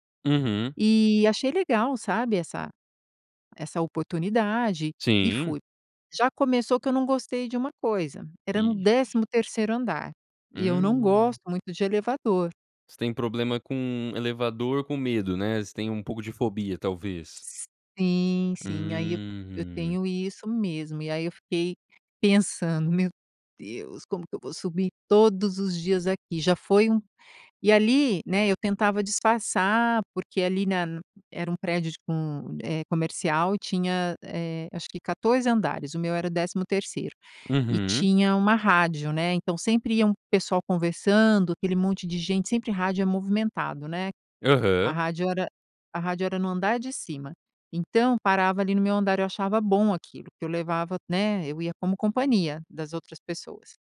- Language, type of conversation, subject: Portuguese, podcast, Como foi seu primeiro emprego e o que você aprendeu nele?
- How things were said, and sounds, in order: tapping